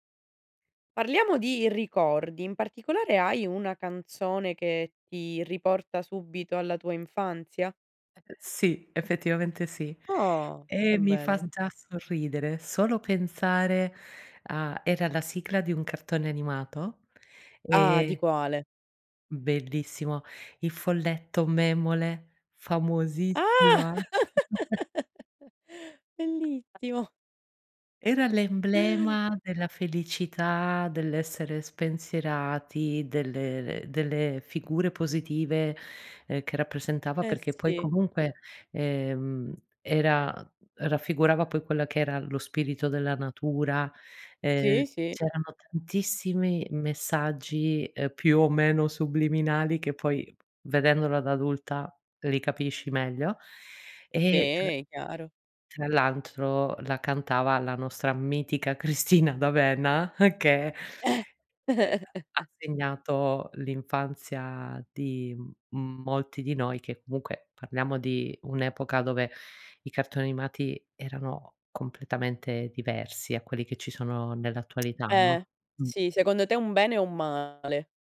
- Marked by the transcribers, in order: "già" said as "da"; chuckle; other background noise; tapping; drawn out: "Sì"; chuckle; chuckle
- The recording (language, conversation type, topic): Italian, podcast, Hai una canzone che ti riporta subito all'infanzia?